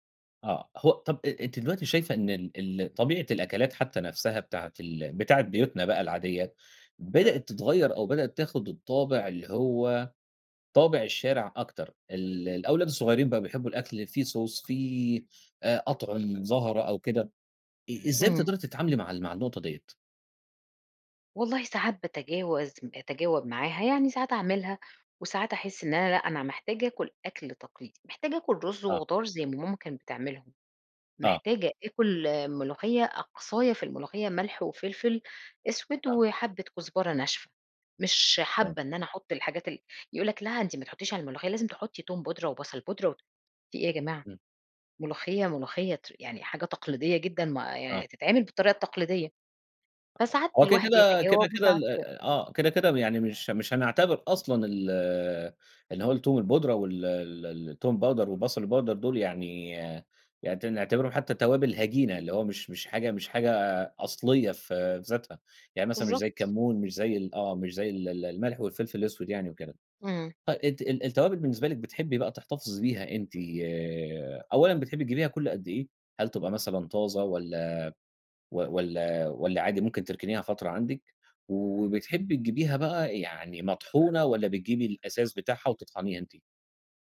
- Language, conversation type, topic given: Arabic, podcast, إيه أكتر توابل بتغيّر طعم أي أكلة وبتخلّيها أحلى؟
- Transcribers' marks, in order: in English: "صوص"; tapping; in English: "الباودر"; in English: "الباودر"